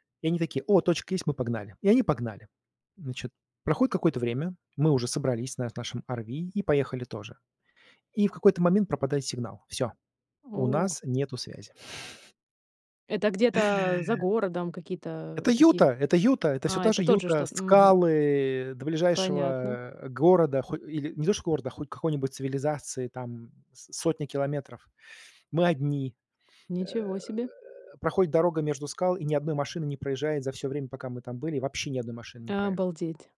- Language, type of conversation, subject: Russian, podcast, Какие неожиданные приключения случались с тобой в дороге?
- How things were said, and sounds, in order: chuckle; gasp; tapping